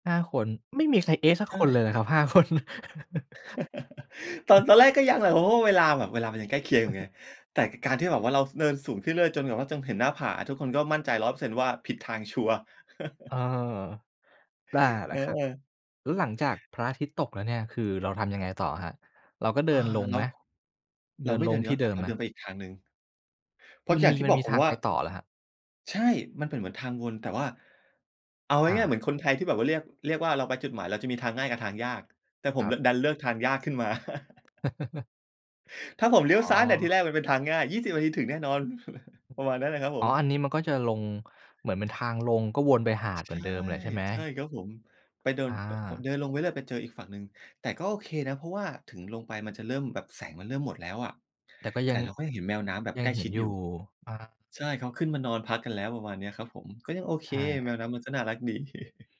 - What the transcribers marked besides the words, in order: chuckle; laughing while speaking: "คน ?"; chuckle; chuckle; chuckle; chuckle; chuckle
- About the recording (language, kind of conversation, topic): Thai, podcast, คุณเคยมีครั้งไหนที่ความบังเอิญพาไปเจอเรื่องหรือสิ่งที่น่าจดจำไหม?